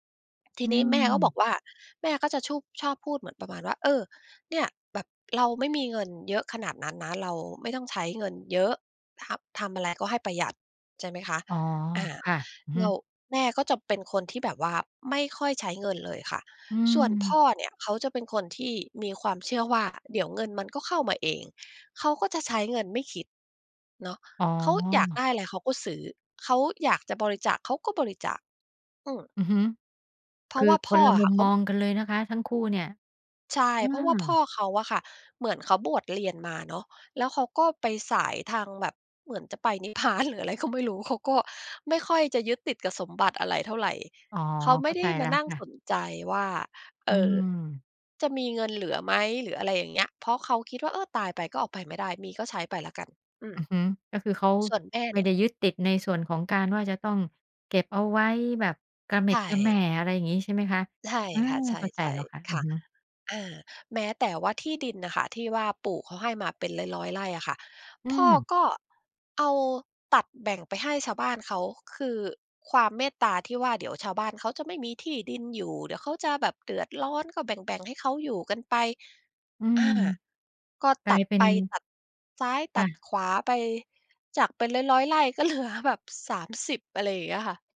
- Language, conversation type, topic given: Thai, podcast, เรื่องเงินทำให้คนต่างรุ่นขัดแย้งกันบ่อยไหม?
- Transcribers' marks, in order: laughing while speaking: "นิพพานหรืออะไรก็ไม่รู้"; laughing while speaking: "ก็เหลือ"